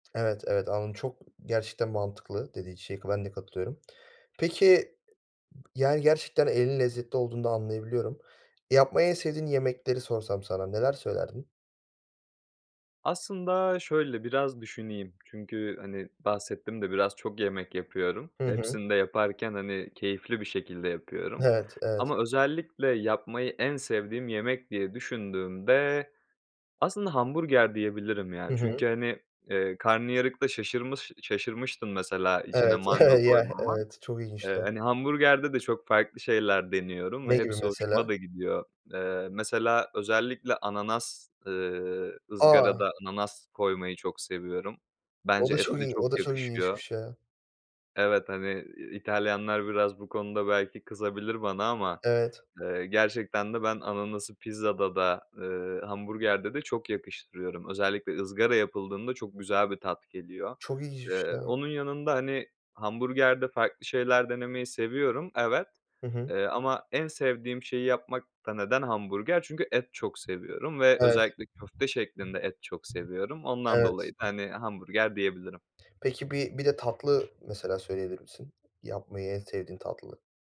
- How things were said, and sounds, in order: other background noise; chuckle
- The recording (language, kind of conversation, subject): Turkish, podcast, Lezzeti artırmak için hangi küçük mutfak hilelerini kullanırsın?